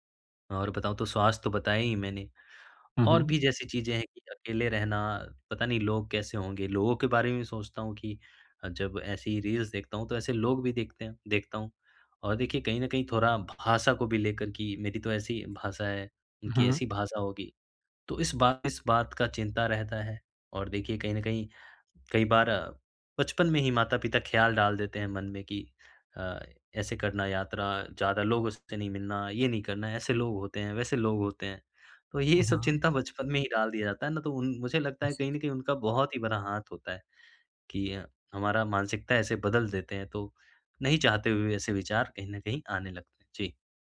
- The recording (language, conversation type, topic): Hindi, advice, यात्रा से पहले तनाव कैसे कम करें और मानसिक रूप से कैसे तैयार रहें?
- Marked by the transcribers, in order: in English: "रील्स"